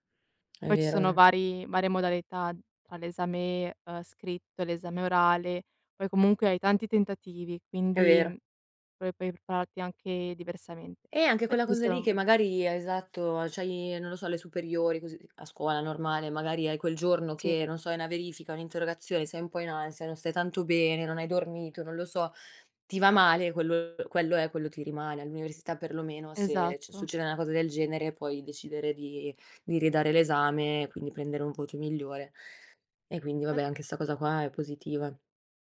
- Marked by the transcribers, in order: none
- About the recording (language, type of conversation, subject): Italian, unstructured, È giusto giudicare un ragazzo solo in base ai voti?
- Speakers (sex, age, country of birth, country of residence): female, 20-24, Italy, Italy; female, 25-29, Italy, Italy